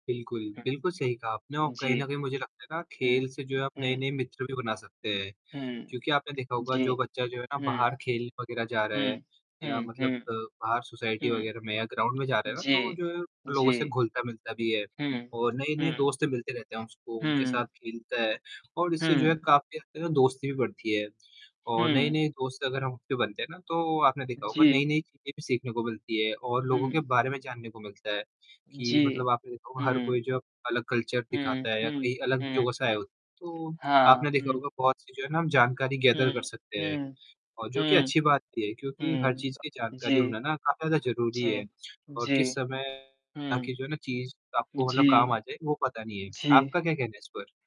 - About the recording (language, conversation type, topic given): Hindi, unstructured, खेलकूद से बच्चों के विकास पर क्या असर पड़ता है?
- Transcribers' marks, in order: static; in English: "सोसाइटी"; in English: "ग्राउंड"; in English: "कल्चर"; in English: "गैदर"; distorted speech